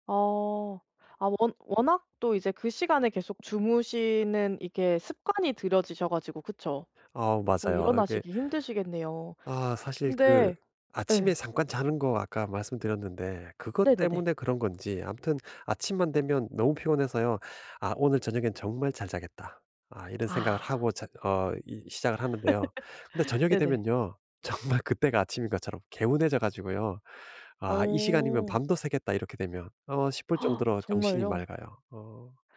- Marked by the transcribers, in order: other background noise; tapping; laugh; laughing while speaking: "정말"; gasp
- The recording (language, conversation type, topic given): Korean, advice, 아침에 더 쉽게 일어나고 에너지를 회복하려면 어떤 수면 습관을 들이면 좋을까요?